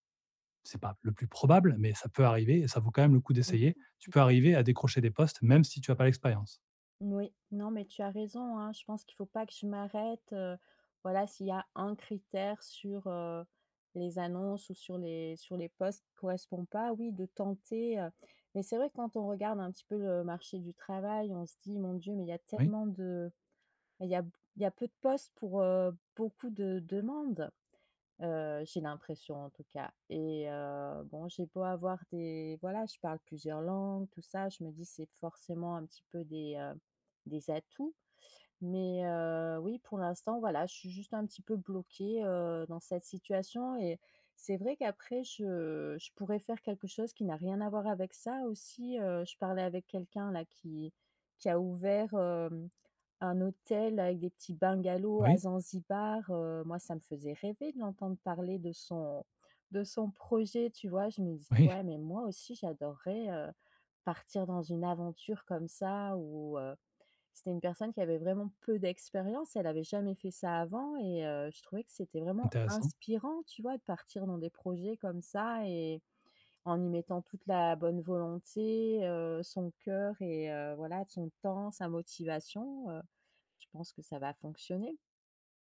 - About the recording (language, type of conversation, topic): French, advice, Pourquoi ai-je l’impression de stagner dans mon évolution de carrière ?
- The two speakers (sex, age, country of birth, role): female, 45-49, France, user; male, 40-44, France, advisor
- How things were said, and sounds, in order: unintelligible speech; tapping; other background noise; laughing while speaking: "Oui"; stressed: "inspirant"